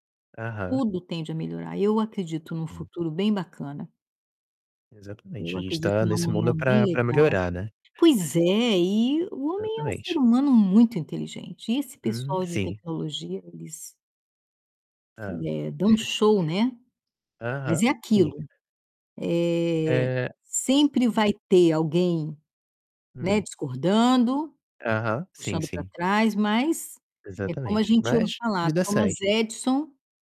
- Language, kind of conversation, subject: Portuguese, unstructured, O que mais te anima em relação ao futuro?
- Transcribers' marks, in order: tapping; distorted speech; chuckle; other background noise